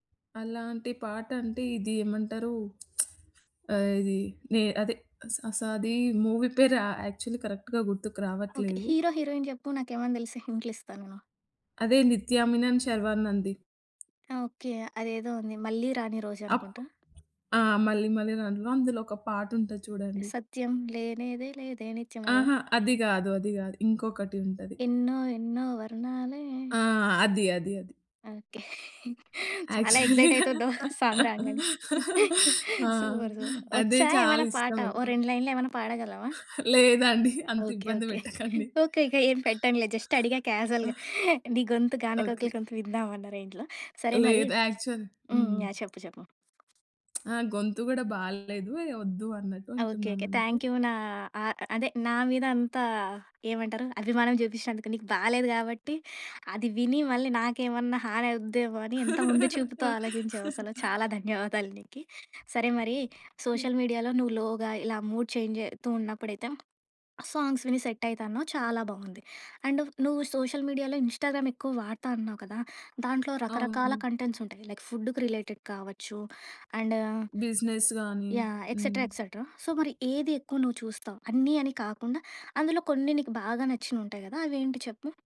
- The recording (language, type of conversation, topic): Telugu, podcast, సోషియల్ మీడియా వాడుతున్నప్పుడు మరింత జాగ్రత్తగా, అవగాహనతో ఎలా ఉండాలి?
- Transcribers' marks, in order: tapping; in English: "మూవీ"; in English: "యాక్చువల్లీ కరెక్ట్‌గా"; other background noise; in English: "హీరో హీరోయిన్"; singing: "సత్యం లేనెదే లేదే నిత్యం"; singing: "ఎన్నో ఎన్నో వర్ణాలే"; chuckle; in English: "సాంగ్"; in English: "యాక్చువల్లి"; chuckle; in English: "సూపర్, సూపర్"; laugh; in English: "లైన్‌ళేమ‌న్నా"; chuckle; laughing while speaking: "పెట్టకండి"; chuckle; in English: "జస్ట్"; giggle; in English: "కాజుయల్‌గా"; in English: "రేంజ్‌లో"; in English: "యాక్చువల్"; in English: "థ్యాంక్ యూ"; laugh; in English: "సోషల్ మీడియాలో"; in English: "లోగా"; in English: "మూడ్"; in English: "సాంగ్స్"; in English: "అండ్"; in English: "సోషల్ మీడియాలో ఇన్‌స్టా‌గ్రామ్"; in English: "కంటెంట్స్"; in English: "లైక్ ఫుడ్‌కి రిలేటెడ్"; in English: "అండ్"; in English: "ఎక్సెట్‌రా, ఎక్సెట్‌రా సో"; in English: "బిజినెస్"